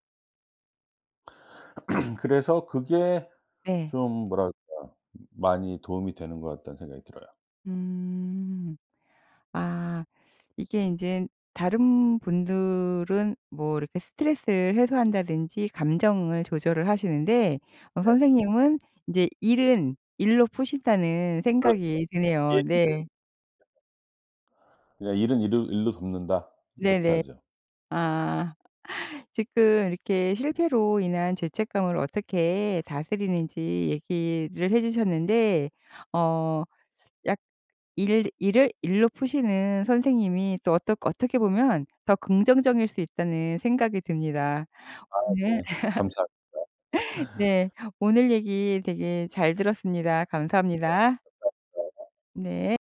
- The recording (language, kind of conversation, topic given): Korean, podcast, 실패로 인한 죄책감은 어떻게 다스리나요?
- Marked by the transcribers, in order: throat clearing; unintelligible speech; other background noise; laugh